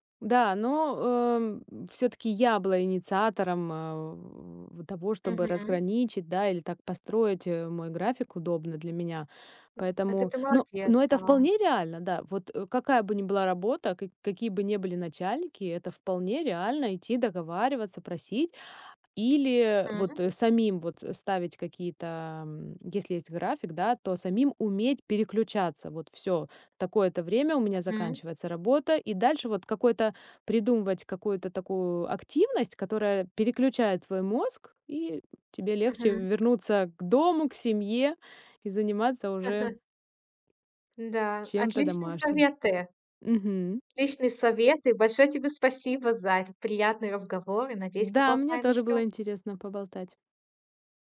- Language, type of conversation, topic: Russian, podcast, Как ты находишь баланс между работой и домом?
- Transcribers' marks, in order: other background noise; stressed: "уметь"; tapping; chuckle